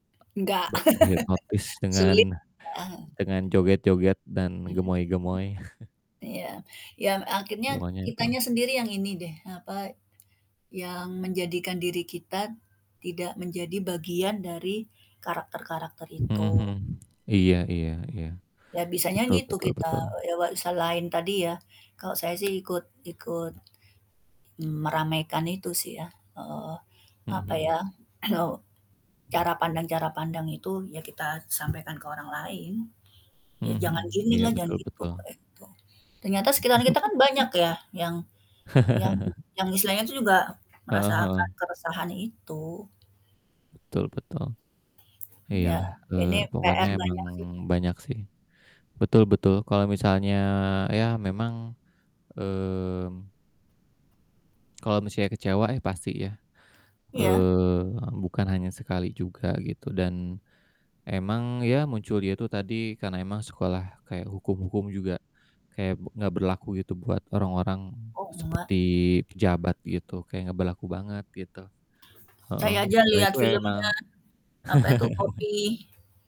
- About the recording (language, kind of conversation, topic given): Indonesian, unstructured, Bagaimana perasaanmu saat melihat pejabat hidup mewah dari uang rakyat?
- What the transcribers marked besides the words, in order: static; chuckle; chuckle; tapping; throat clearing; giggle; chuckle; chuckle